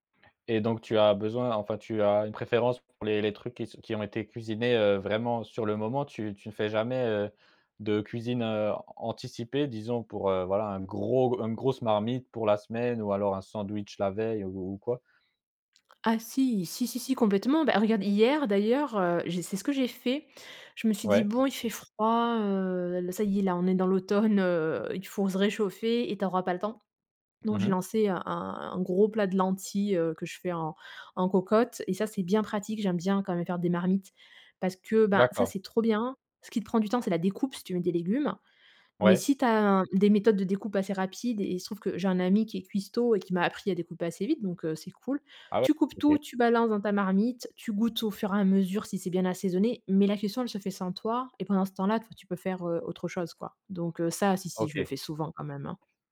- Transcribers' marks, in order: none
- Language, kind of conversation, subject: French, podcast, Comment t’organises-tu pour cuisiner quand tu as peu de temps ?